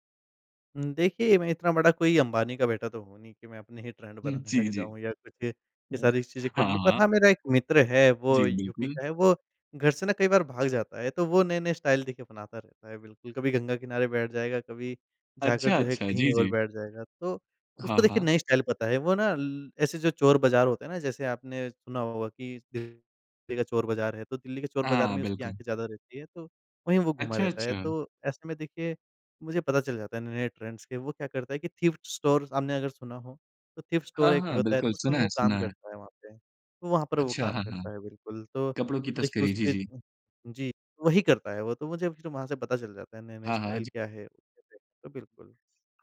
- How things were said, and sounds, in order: in English: "ट्रेंड"; laughing while speaking: "लग जाऊँ"; tapping; in English: "स्टाइल"; in English: "स्टाइल"; unintelligible speech; in English: "ट्रेंड्स"; in English: "थ्रिफ्ट स्टोर"; in English: "थ्रिफ्ट स्टोर"; in English: "स्टाइल"
- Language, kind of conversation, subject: Hindi, podcast, आपके लिए नया स्टाइल अपनाने का सबसे पहला कदम क्या होता है?